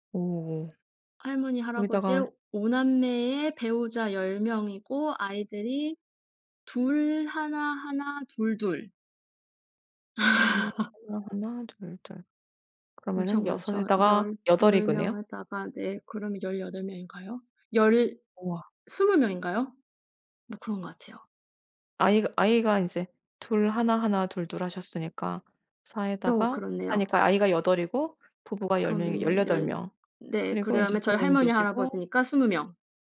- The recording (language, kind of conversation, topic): Korean, podcast, 가족 모임에서 가장 기억에 남는 에피소드는 무엇인가요?
- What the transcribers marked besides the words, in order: laugh; tapping; other background noise